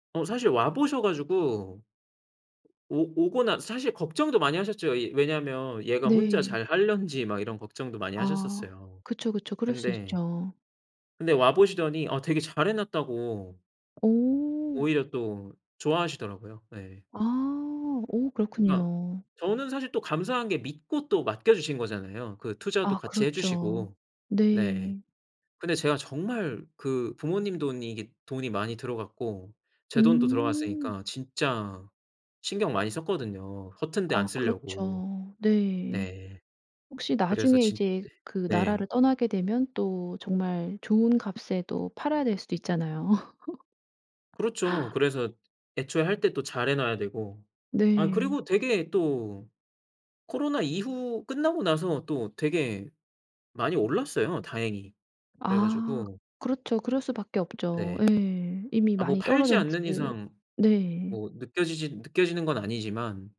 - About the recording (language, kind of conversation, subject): Korean, podcast, 처음 집을 샀을 때 기분이 어땠나요?
- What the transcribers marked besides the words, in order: other background noise; laugh